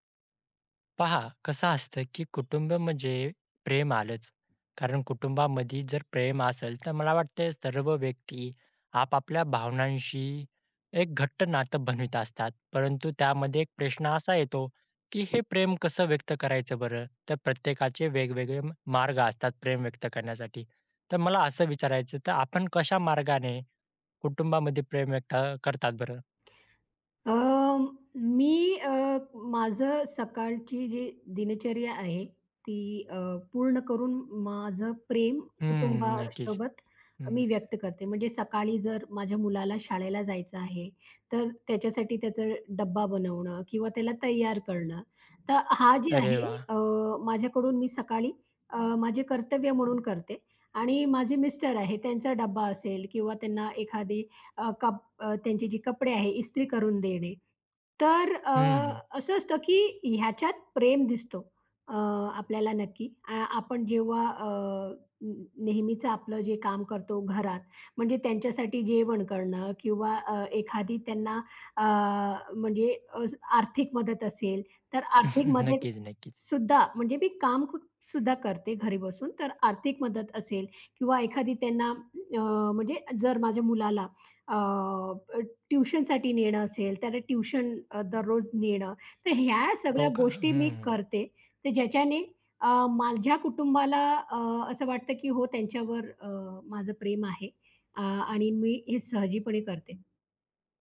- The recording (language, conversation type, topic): Marathi, podcast, कुटुंबात तुम्ही प्रेम कसे व्यक्त करता?
- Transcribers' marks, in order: horn; other background noise; chuckle; alarm